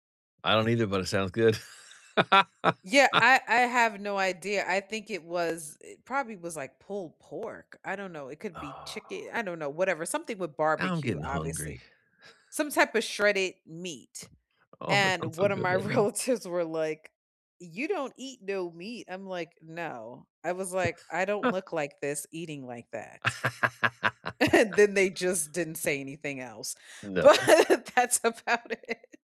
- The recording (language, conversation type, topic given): English, unstructured, How can you keep a travel group from turning every meal into a debate about where to eat?
- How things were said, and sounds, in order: laugh; other background noise; chuckle; laughing while speaking: "relatives"; chuckle; laugh; chuckle; laughing while speaking: "but that's about it"